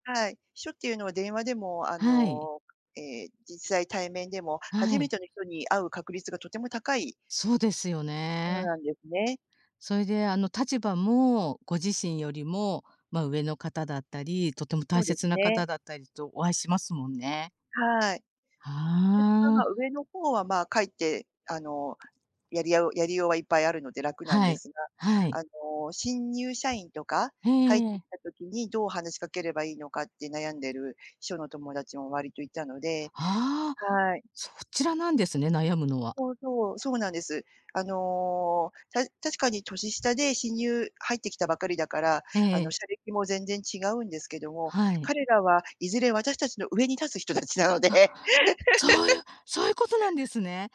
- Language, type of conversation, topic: Japanese, podcast, 初対面で相手との距離を自然に縮める話し方はありますか？
- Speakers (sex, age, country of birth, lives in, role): female, 50-54, Japan, Japan, guest; female, 50-54, Japan, Japan, host
- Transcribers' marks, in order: laughing while speaking: "たちなので"; surprised: "そういう そういうこと"; laugh